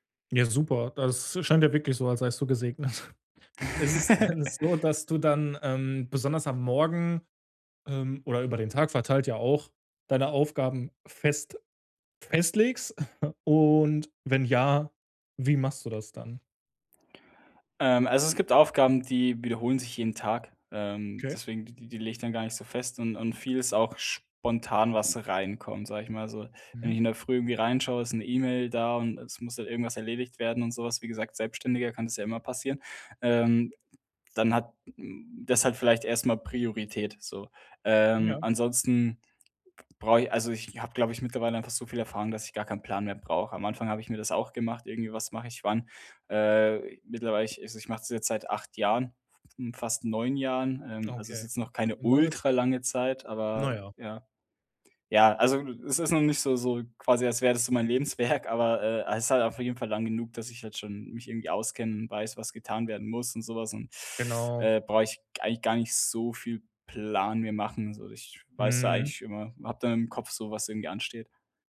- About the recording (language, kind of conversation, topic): German, podcast, Wie startest du zu Hause produktiv in den Tag?
- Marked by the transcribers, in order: chuckle; laughing while speaking: "gesegnet"; laughing while speaking: "denn"; cough; stressed: "ultralange"; laughing while speaking: "Lebenswerk"